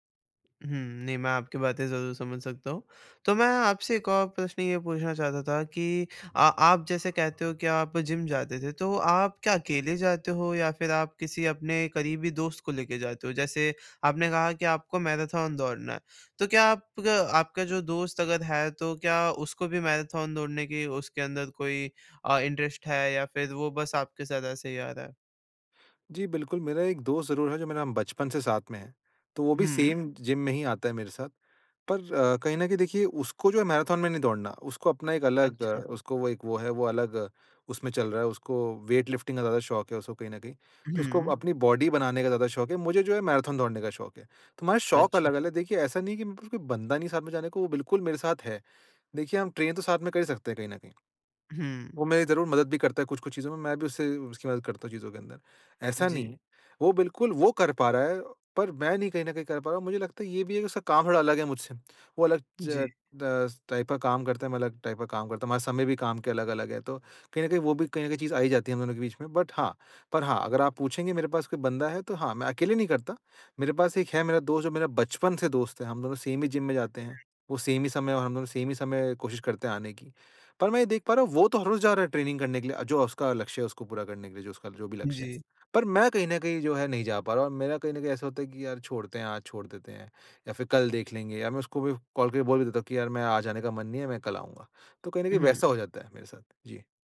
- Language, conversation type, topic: Hindi, advice, मैं अपनी ट्रेनिंग में प्रेरणा और प्रगति कैसे वापस ला सकता/सकती हूँ?
- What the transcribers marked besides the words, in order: in English: "इंटरेस्ट"; in English: "सेम"; in English: "वेट लिफ्टिंग"; in English: "बॉडी"; in English: "ट्रेन"; in English: "टाइप"; in English: "टाइप"; in English: "बट"; in English: "सेम"; in English: "सेम"; in English: "सेम"; in English: "ट्रेनिंग"; in English: "कॉल"